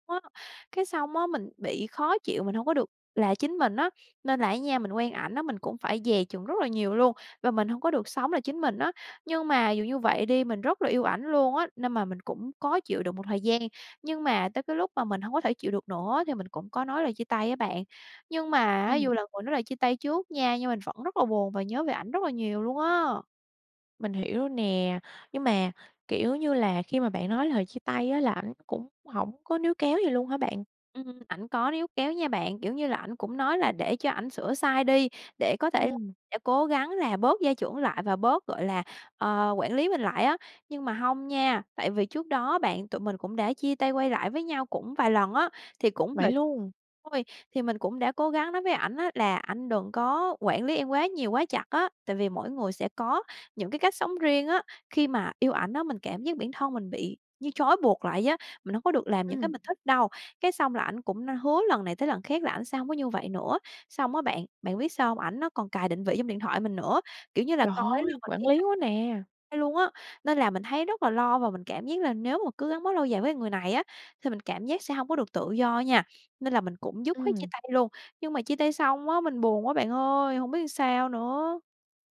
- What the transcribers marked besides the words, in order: unintelligible speech; tapping; unintelligible speech; unintelligible speech; "làm" said as "ừn"
- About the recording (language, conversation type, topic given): Vietnamese, advice, Làm sao để ngừng nghĩ về người cũ sau khi vừa chia tay?